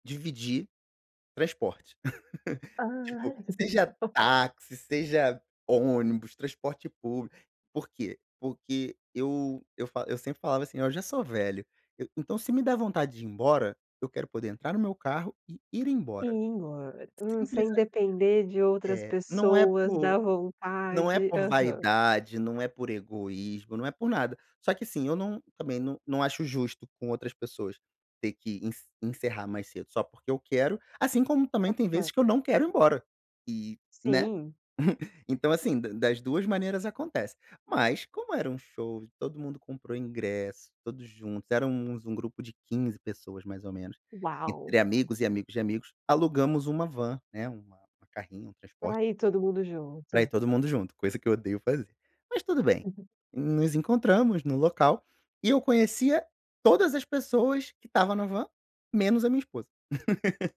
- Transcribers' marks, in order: laugh; laugh; unintelligible speech; laugh; laugh
- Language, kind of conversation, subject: Portuguese, podcast, Como fazer amigos na vida adulta sem sentir vergonha?